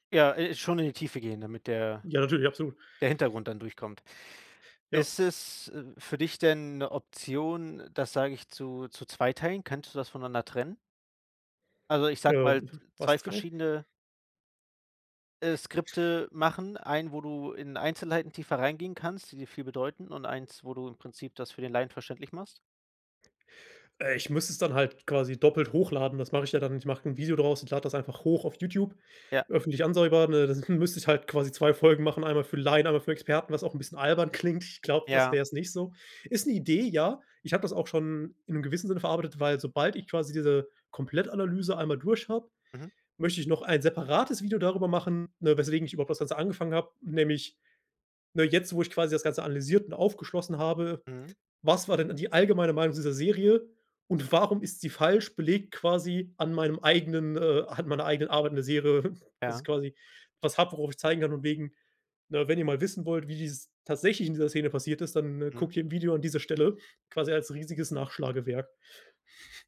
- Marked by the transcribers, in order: "einsehbar" said as "ansehbar"; laughing while speaking: "Dann"; laughing while speaking: "klingt"; chuckle
- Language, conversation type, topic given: German, advice, Wie blockiert dich Perfektionismus bei deinen Projekten und wie viel Stress verursacht er dir?